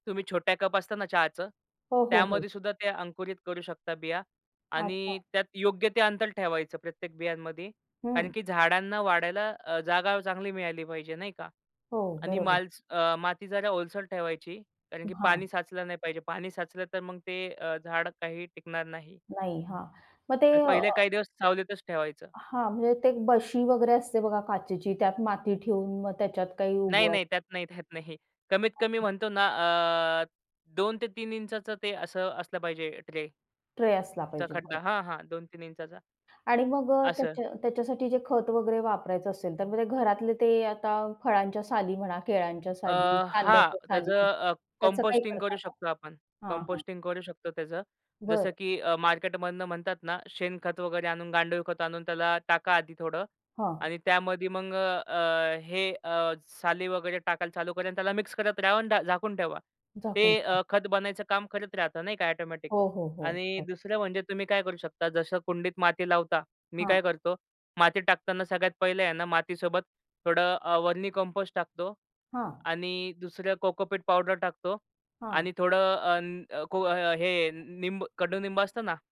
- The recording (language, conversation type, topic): Marathi, podcast, छोट्या जागेत भाजीबाग कशी उभाराल?
- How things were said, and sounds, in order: laughing while speaking: "त्यात नाही"; other noise; unintelligible speech; in English: "कंपोस्टिंग"; in English: "कंपोस्टिंग"; other background noise